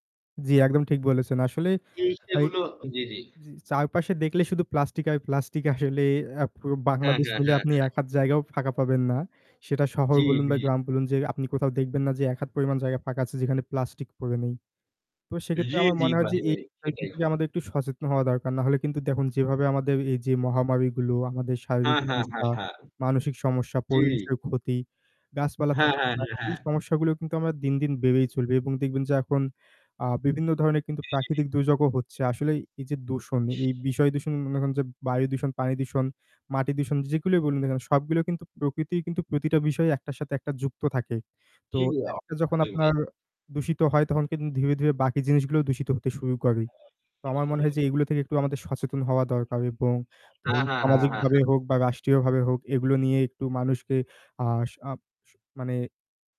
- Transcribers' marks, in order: static; "চারপাশে" said as "চাওপাশে"; unintelligible speech; distorted speech; "বেড়েই" said as "বেবেই"; other background noise; "ধীরে" said as "ধীবে"; "ধীরে" said as "ধীবে"
- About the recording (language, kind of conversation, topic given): Bengali, unstructured, প্লাস্টিক দূষণ আমাদের পরিবেশে কী প্রভাব ফেলে?